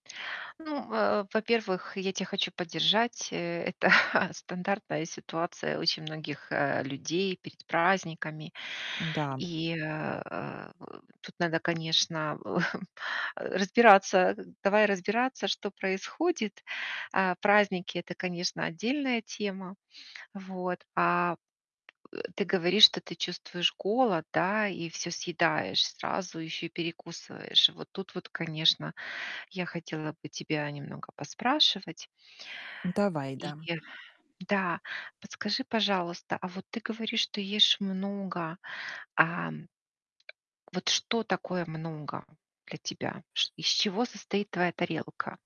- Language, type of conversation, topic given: Russian, advice, Как мне контролировать размер порций и меньше перекусывать между приёмами пищи?
- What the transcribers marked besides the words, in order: tapping; laughing while speaking: "это"; grunt; chuckle; grunt